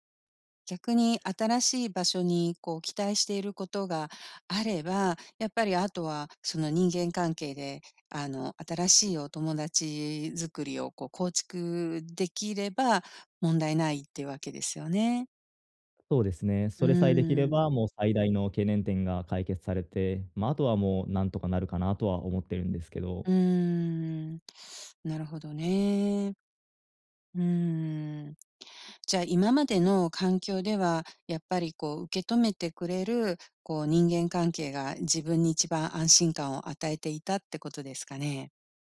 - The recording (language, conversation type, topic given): Japanese, advice, 慣れた環境から新しい生活へ移ることに不安を感じていますか？
- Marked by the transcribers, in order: none